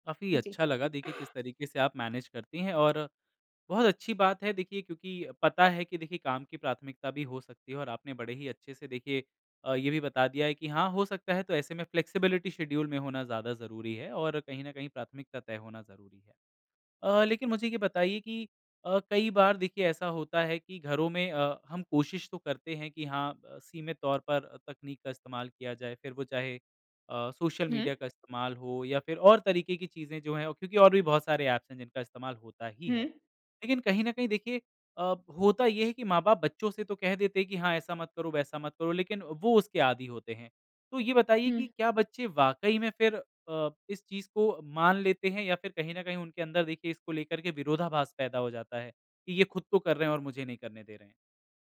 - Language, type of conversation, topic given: Hindi, podcast, कार्य और निजी जीवन में संतुलन बनाने में तकनीक कैसे मदद करती है या परेशानी खड़ी करती है?
- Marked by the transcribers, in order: other noise; in English: "मैनेज"; tapping; in English: "फ्लेक्सिबिलिटी शेड्यूल"; in English: "एप्स"